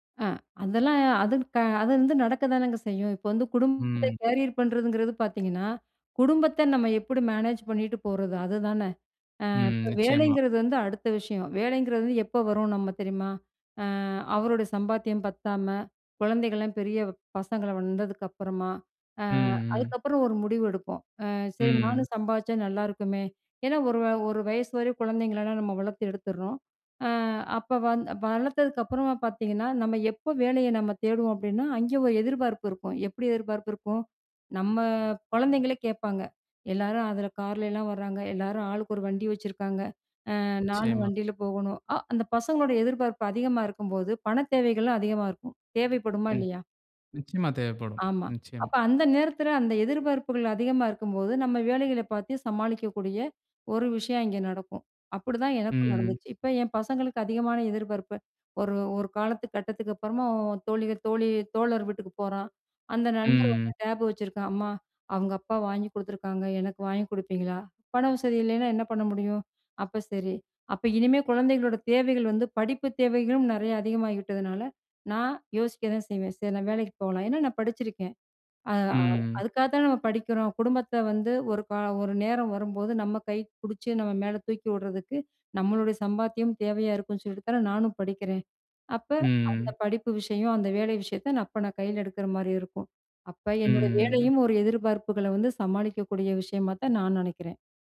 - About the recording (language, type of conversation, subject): Tamil, podcast, குடும்பம் உங்கள் தொழில்வாழ்க்கை குறித்து வைத்திருக்கும் எதிர்பார்ப்புகளை நீங்கள் எப்படி சமாளிக்கிறீர்கள்?
- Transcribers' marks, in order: other background noise